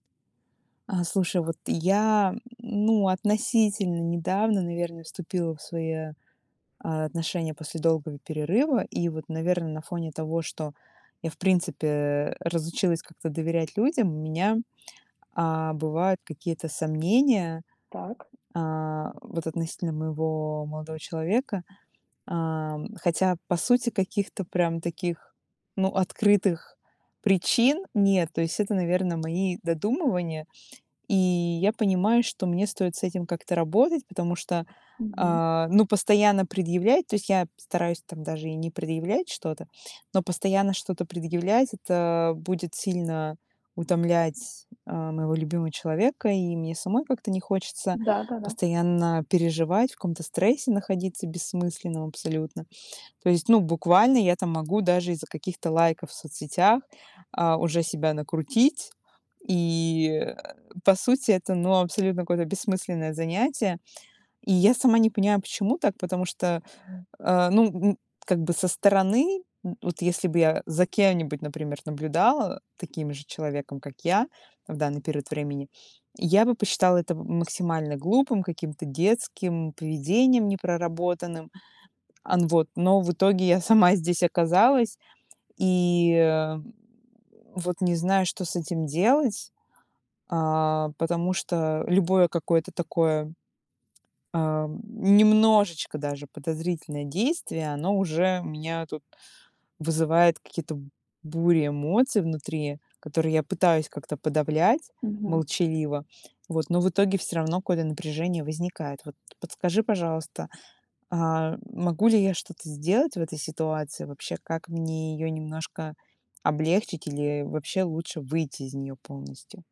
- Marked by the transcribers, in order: grunt
- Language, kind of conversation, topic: Russian, advice, Как справиться с подозрениями в неверности и трудностями с доверием в отношениях?